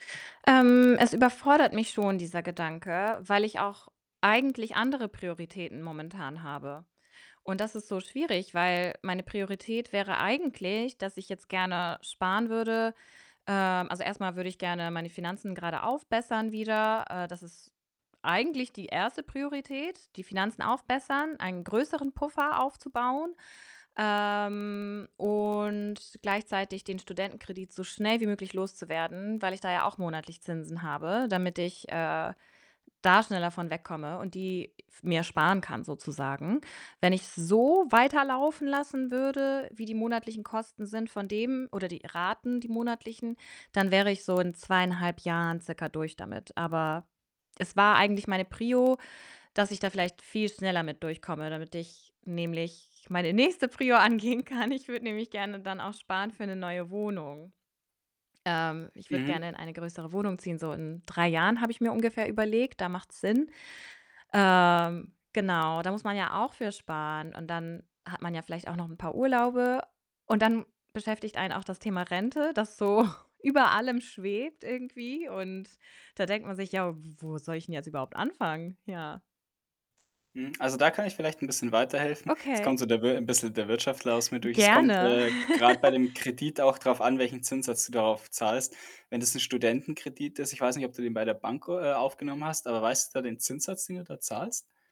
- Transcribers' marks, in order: distorted speech; other background noise; other noise; stressed: "so"; laughing while speaking: "nächste Prio angehen kann"; static; snort; chuckle
- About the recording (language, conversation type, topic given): German, advice, Wie kann ich anfangen, ein einfaches Budget zu erstellen, wenn ich mich finanziell überfordert fühle?